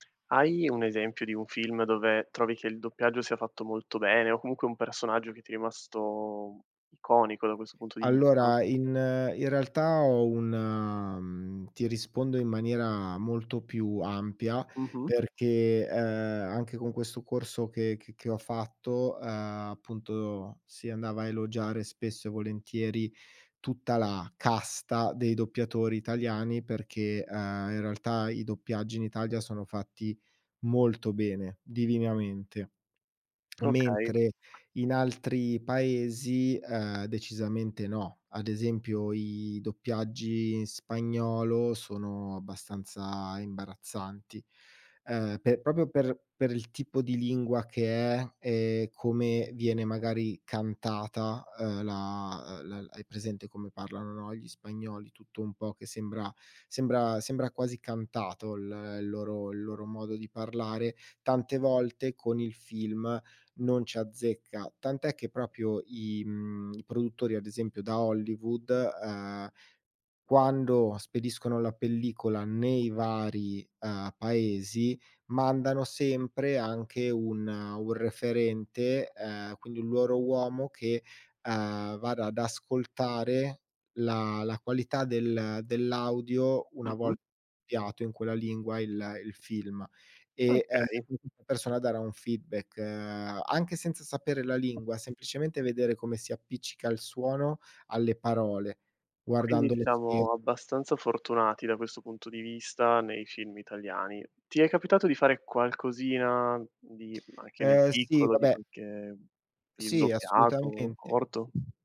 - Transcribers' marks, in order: stressed: "casta"; tongue click; tapping; "proprio" said as "propio"; "proprio" said as "propio"; unintelligible speech; in English: "feedback"
- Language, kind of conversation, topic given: Italian, podcast, Che ruolo ha il doppiaggio nei tuoi film preferiti?